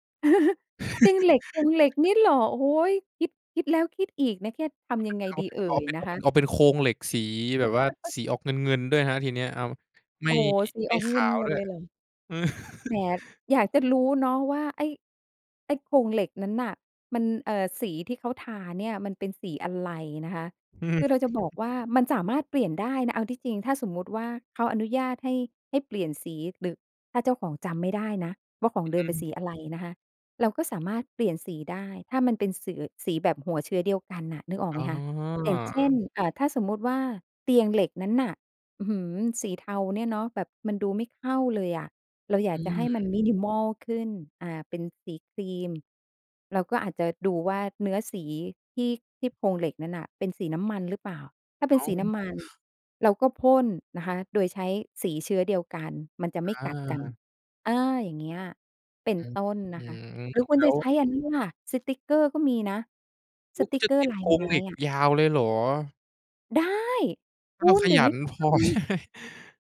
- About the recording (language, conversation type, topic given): Thai, podcast, ควรคิดถึงอะไรบ้างก่อนตกแต่งห้องเช่าหรือหอพัก?
- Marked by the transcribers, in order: laugh; chuckle; other background noise; chuckle; laugh; tapping; surprised: "อุ๊ย ! คุณจะติดโครงเหล็กยาวเลยเหรอ ?"; stressed: "ได้"; laughing while speaking: "พอ"; laugh